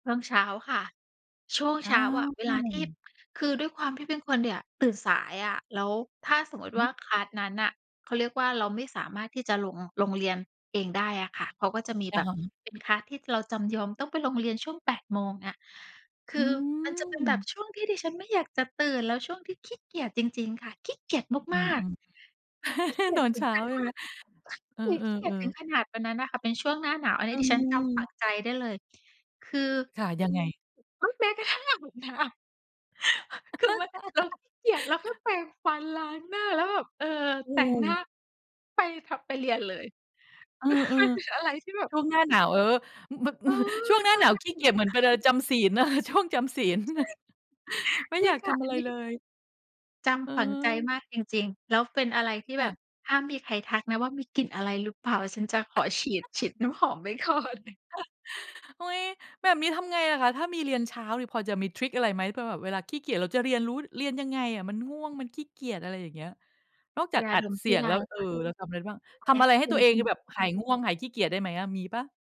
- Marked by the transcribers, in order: other background noise; in English: "คลาส"; in English: "คลาส"; laugh; tapping; laughing while speaking: "อาบน้ำ คือว่า เราขี้เกียจ"; chuckle; chuckle; laughing while speaking: "มันเป็นอะไร"; unintelligible speech; chuckle; chuckle; laughing while speaking: "ไว้ก่อน"; chuckle
- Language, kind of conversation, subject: Thai, podcast, คุณมีวิธีจัดการกับความขี้เกียจตอนเรียนยังไงบ้าง?